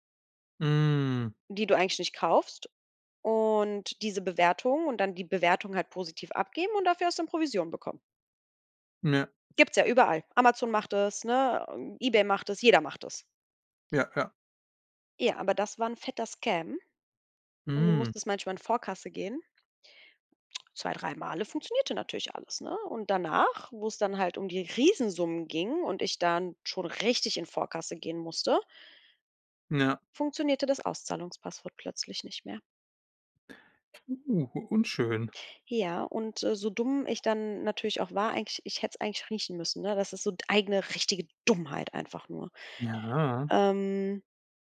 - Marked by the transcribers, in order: drawn out: "Mm"; drawn out: "und"; in English: "Scam"; tongue click; put-on voice: "zwei, drei male, funktionierte natürlich alles, ne?"; stressed: "Riesensummen"; stressed: "Dummheit"; drawn out: "Ja"
- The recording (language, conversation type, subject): German, podcast, Was hilft dir, nach einem Fehltritt wieder klarzukommen?